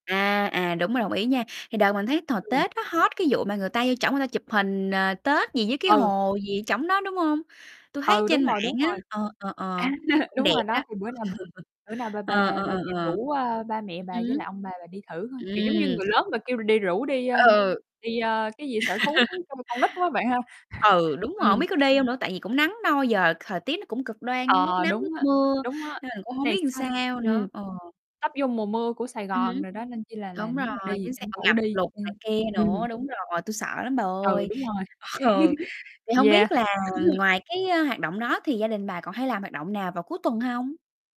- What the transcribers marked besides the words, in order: distorted speech; "hồi" said as "thồi"; in English: "hot"; other background noise; laughing while speaking: "A"; laugh; laugh; tapping; chuckle; "làm" said as "ừn"; laughing while speaking: "Ừ"; laugh
- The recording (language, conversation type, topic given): Vietnamese, unstructured, Gia đình bạn thường làm gì vào cuối tuần?